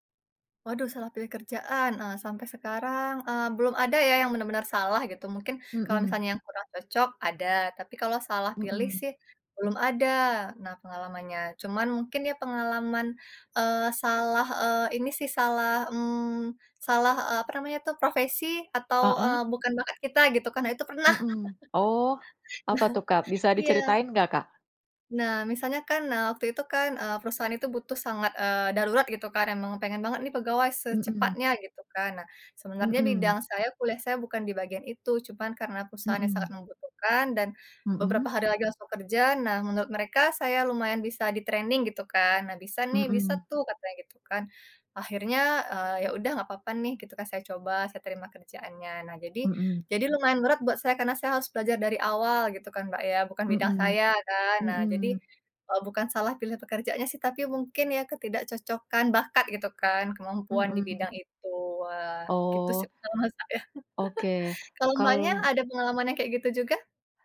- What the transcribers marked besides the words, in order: other background noise; laugh; in English: "di-training"; laughing while speaking: "pengalaman saya"; giggle
- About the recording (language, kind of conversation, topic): Indonesian, unstructured, Bagaimana cara kamu memilih pekerjaan yang paling cocok untukmu?